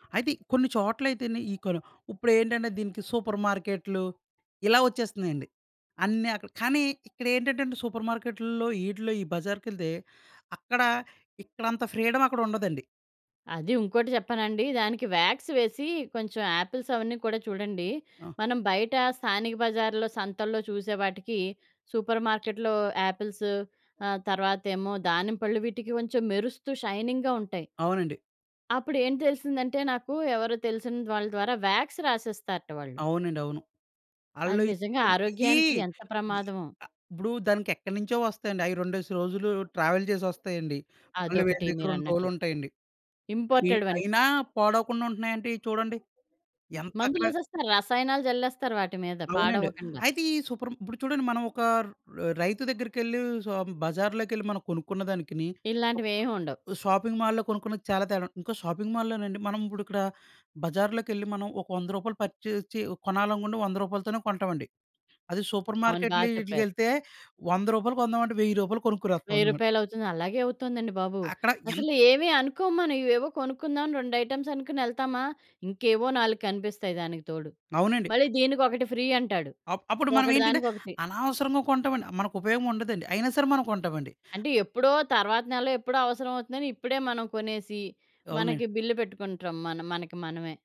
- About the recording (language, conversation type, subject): Telugu, podcast, స్థానిక బజార్‌లో ఒక రోజు ఎలా గడిచింది?
- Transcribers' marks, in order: in English: "ఫ్రీడమ్"; in English: "వ్యాక్స్"; in English: "సూపర్ మార్కెట్‌లో"; other background noise; in English: "షైనింగ్‌గా"; in English: "వాక్స్"; unintelligible speech; in English: "ట్రావెల్"; other noise; in English: "షాపింగ్ మాల్‌లో"; in English: "షాపింగ్"; in English: "ఐటెమ్స్"; in English: "ఫ్రీ"